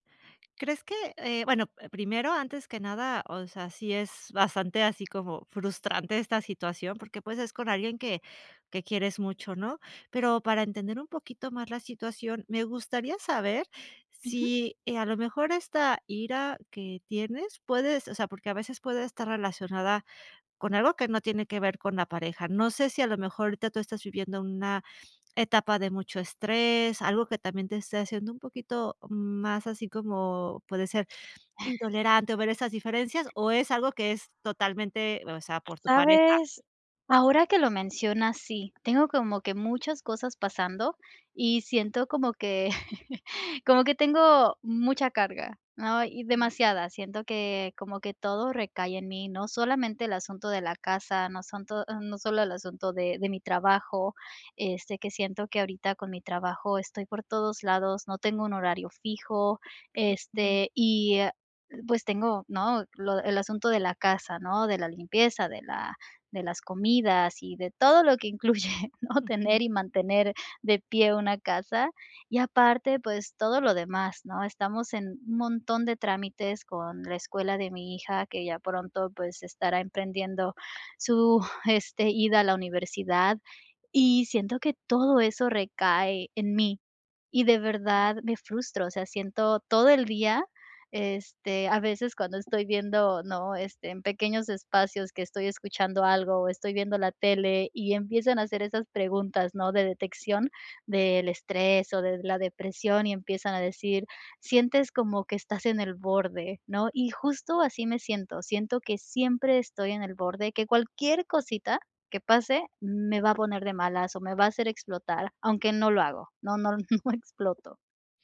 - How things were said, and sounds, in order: other background noise; chuckle; tapping; laughing while speaking: "incluye"; laughing while speaking: "no exploto"
- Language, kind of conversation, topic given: Spanish, advice, ¿Cómo puedo manejar la ira después de una discusión con mi pareja?